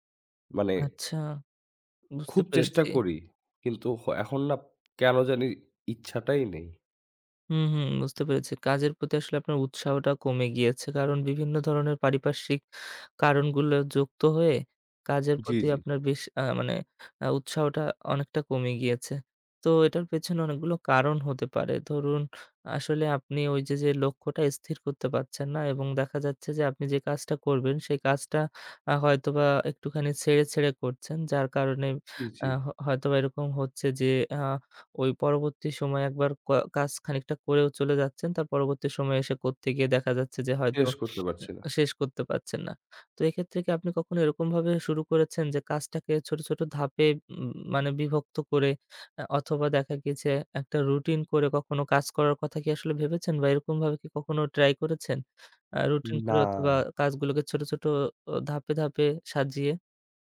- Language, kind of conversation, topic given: Bengali, advice, আধ-সম্পন্ন কাজগুলো জমে থাকে, শেষ করার সময়ই পাই না
- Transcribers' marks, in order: tapping; other background noise